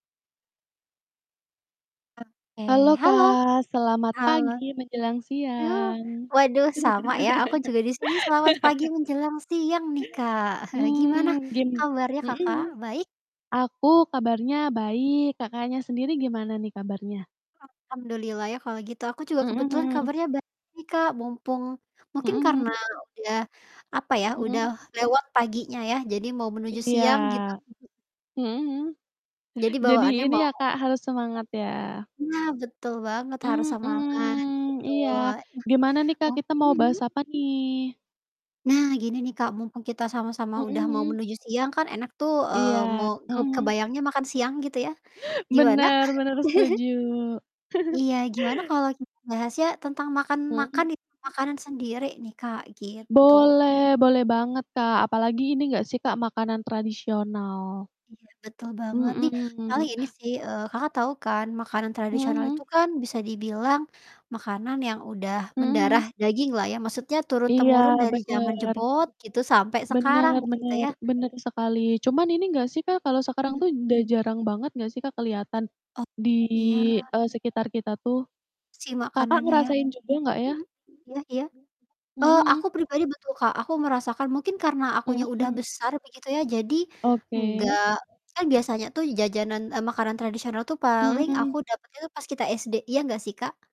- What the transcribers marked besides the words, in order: distorted speech; laugh; chuckle; background speech; laugh; chuckle; other background noise
- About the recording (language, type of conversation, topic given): Indonesian, unstructured, Menurut kamu, makanan tradisional apa yang harus selalu dilestarikan?